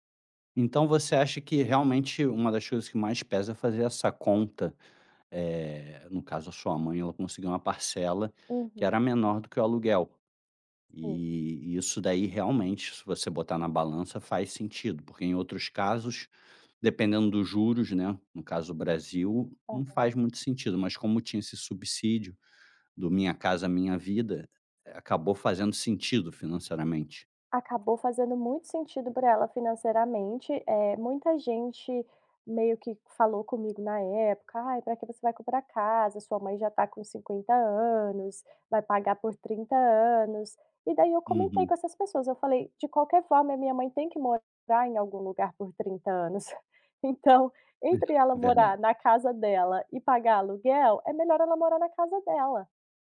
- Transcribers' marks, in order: tapping; laughing while speaking: "anos"
- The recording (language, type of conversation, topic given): Portuguese, podcast, Como decidir entre comprar uma casa ou continuar alugando?